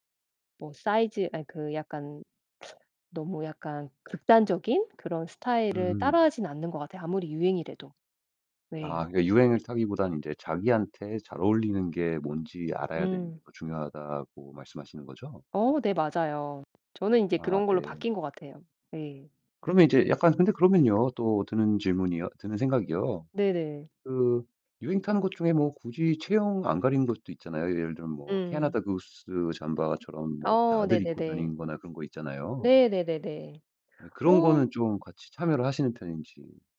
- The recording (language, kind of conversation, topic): Korean, podcast, 스타일 영감은 보통 어디서 얻나요?
- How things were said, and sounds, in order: teeth sucking; other background noise